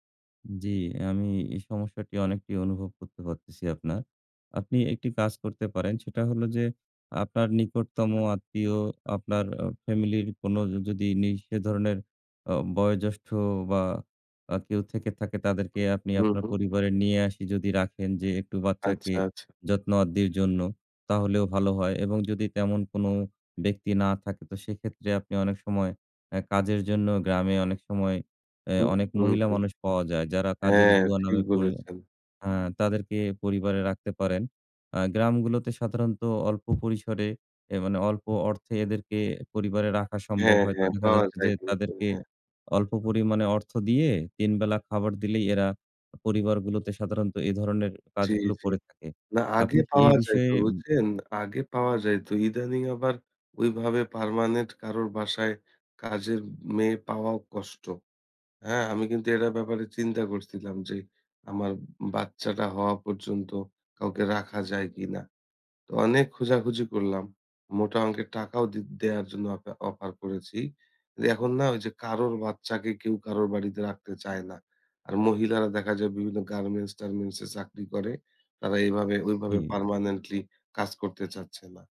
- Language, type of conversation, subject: Bengali, advice, নিজের যত্নের রুটিন শুরু করলেও তা নিয়মিতভাবে বজায় রাখতে আপনার কেন কঠিন মনে হয়?
- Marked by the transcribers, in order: other noise; in English: "permanent"; in English: "permanently"